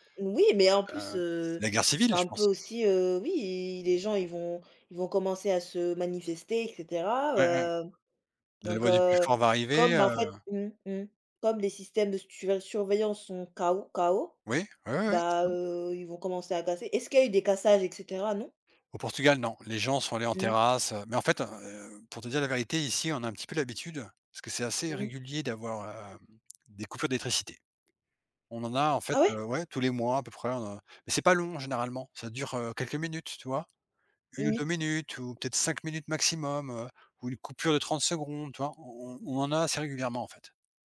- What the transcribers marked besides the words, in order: other background noise
- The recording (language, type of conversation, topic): French, unstructured, Quelle invention historique te semble la plus importante dans notre vie aujourd’hui ?